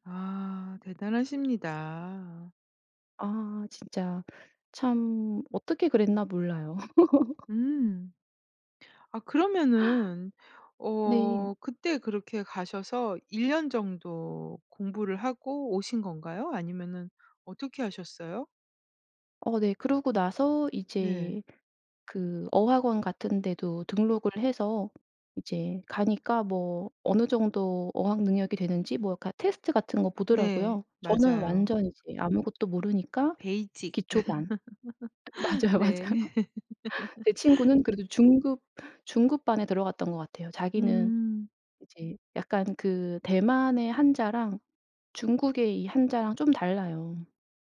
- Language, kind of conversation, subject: Korean, podcast, 직감이 삶을 바꾼 경험이 있으신가요?
- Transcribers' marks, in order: laugh; other background noise; in English: "베이직"; laugh; laughing while speaking: "맞아요, 맞아요"; laugh